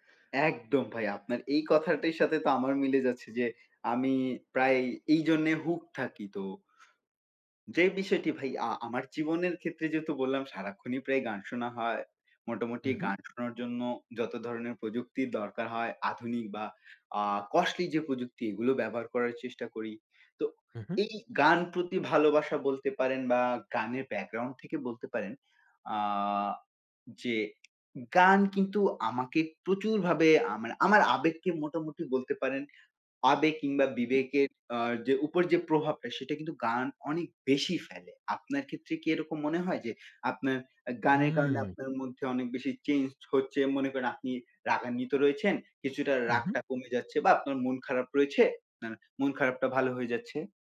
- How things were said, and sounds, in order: tapping
- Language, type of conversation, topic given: Bengali, unstructured, সঙ্গীত আপনার জীবনে কী ধরনের প্রভাব ফেলেছে?